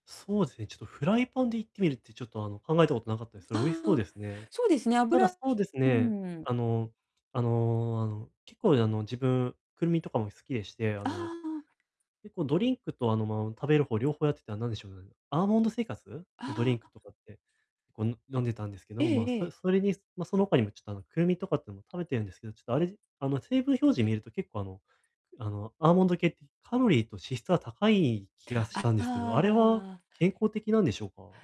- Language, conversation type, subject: Japanese, advice, 間食が多くて困っているのですが、どうすれば健康的に間食を管理できますか？
- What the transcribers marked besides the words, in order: other background noise; distorted speech; tapping